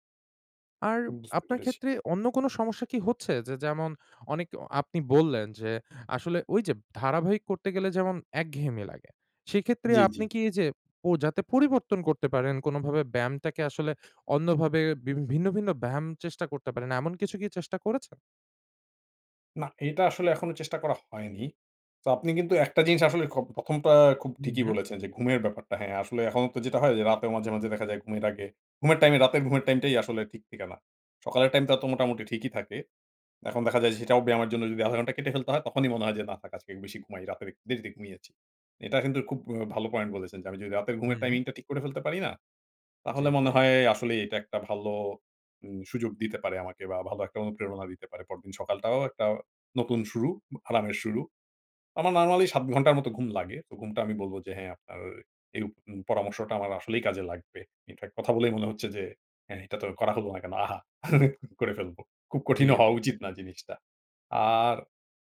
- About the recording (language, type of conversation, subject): Bengali, advice, বাড়িতে ব্যায়াম করতে একঘেয়েমি লাগলে অনুপ্রেরণা কীভাবে খুঁজে পাব?
- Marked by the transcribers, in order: unintelligible speech; in English: "Infact"; laugh; laughing while speaking: "খুব কঠিনও হওয়া উচিত না জিনিসটা"